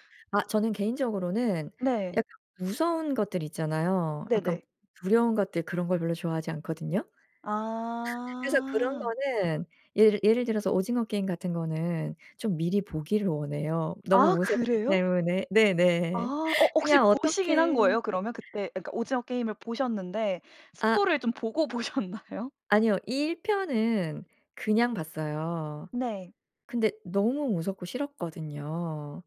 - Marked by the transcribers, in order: laugh; other background noise; laugh; laughing while speaking: "보셨나요?"
- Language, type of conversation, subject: Korean, podcast, 스포일러 문화가 시청 경험을 어떻게 바꿀까요?